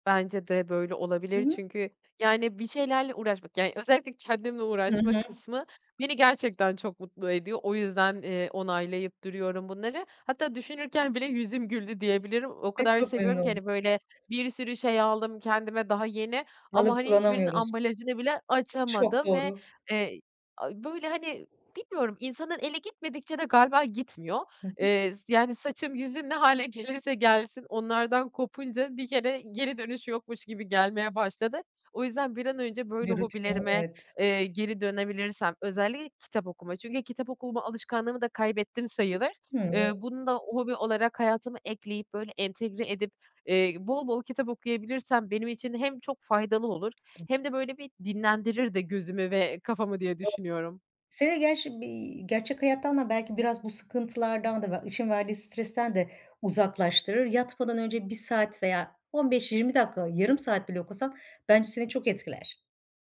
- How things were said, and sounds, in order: other background noise; unintelligible speech
- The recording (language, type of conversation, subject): Turkish, advice, Sınırlı boş vaktimde hobilerime nasıl daha sık zaman ayırabilirim?